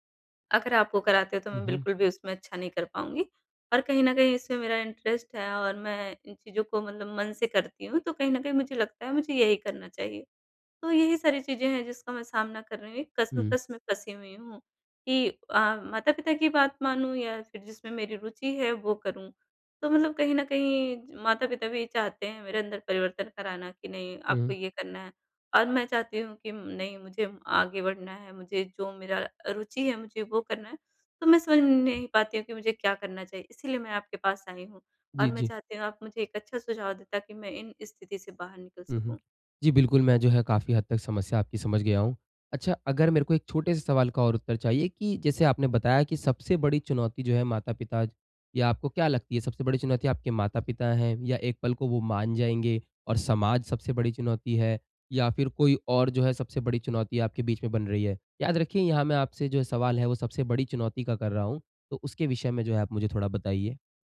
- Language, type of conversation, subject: Hindi, advice, परिवर्तन के दौरान मैं अपने लक्ष्यों के प्रति प्रेरणा कैसे बनाए रखूँ?
- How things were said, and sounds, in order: in English: "इंटरेस्ट"; tapping